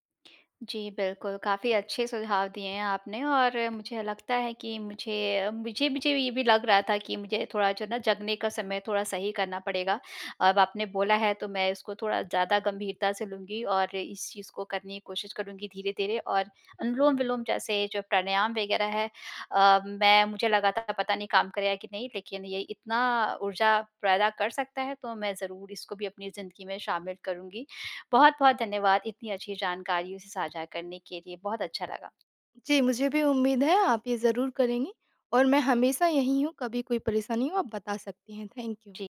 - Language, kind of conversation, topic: Hindi, advice, काम के तनाव के कारण मुझे रातभर चिंता रहती है और नींद नहीं आती, क्या करूँ?
- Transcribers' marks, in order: in English: "थैंक यू"